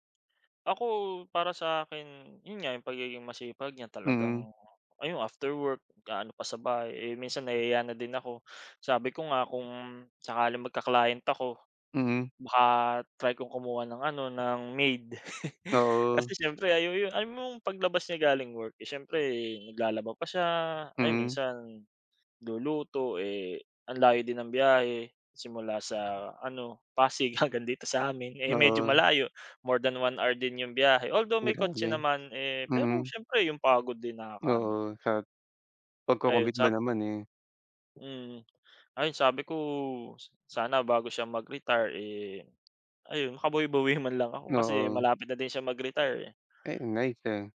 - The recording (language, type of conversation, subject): Filipino, unstructured, Sino ang pinakamalaking inspirasyon mo sa pag-abot ng mga pangarap mo?
- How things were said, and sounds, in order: chuckle